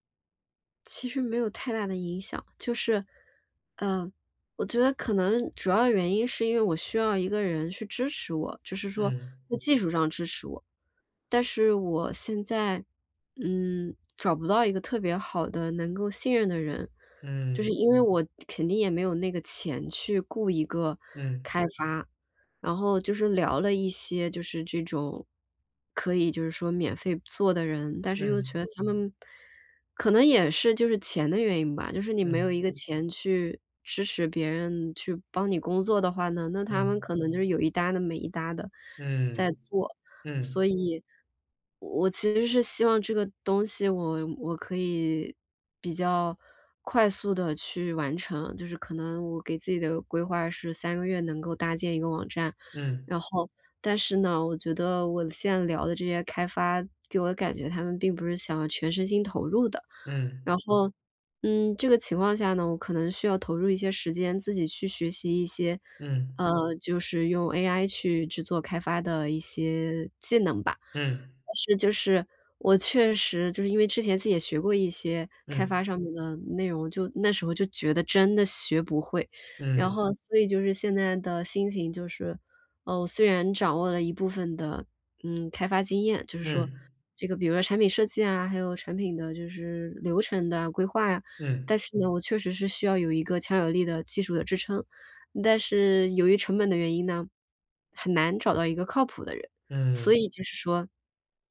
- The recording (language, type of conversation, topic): Chinese, advice, 我怎样把不确定性转化为自己的成长机会？
- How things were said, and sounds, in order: other noise; tapping